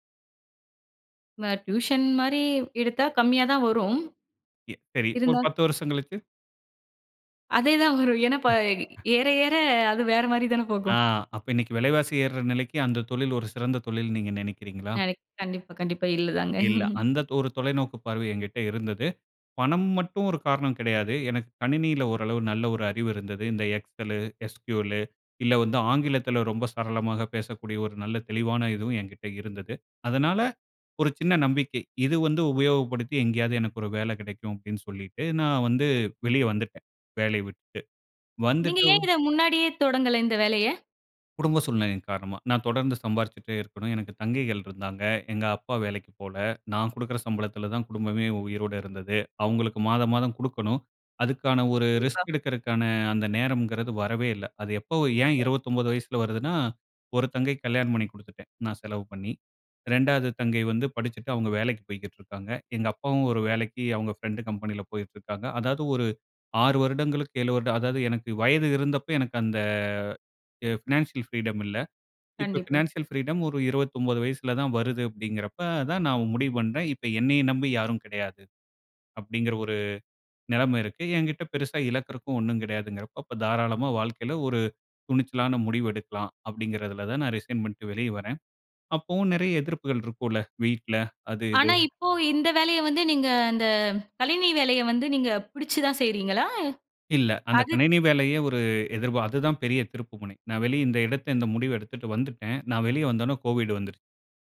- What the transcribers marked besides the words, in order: chuckle; in English: "எக்ஸெலு, எஸ்கியூலு"; other background noise; other noise; in English: "ஃபினான்சியல் ஃப்ரீடம்"
- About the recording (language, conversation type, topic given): Tamil, podcast, ஒரு வேலை அல்லது படிப்பு தொடர்பான ஒரு முடிவு உங்கள் வாழ்க்கையை எவ்வாறு மாற்றியது?